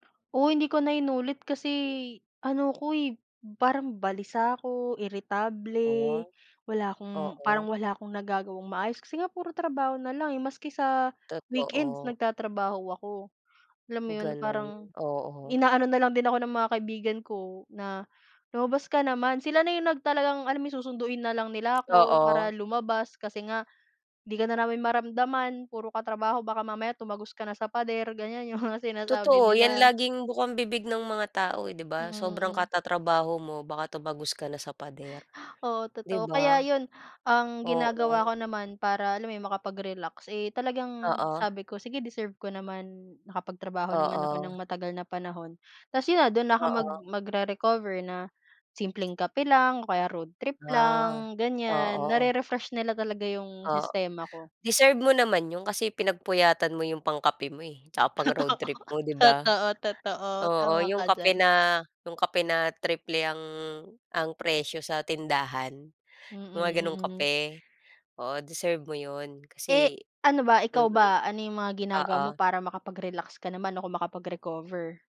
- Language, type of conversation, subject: Filipino, unstructured, Naranasan mo na bang mapagod nang sobra dahil sa labis na trabaho, at paano mo ito hinarap?
- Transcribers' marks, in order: tapping; laughing while speaking: "Totoo"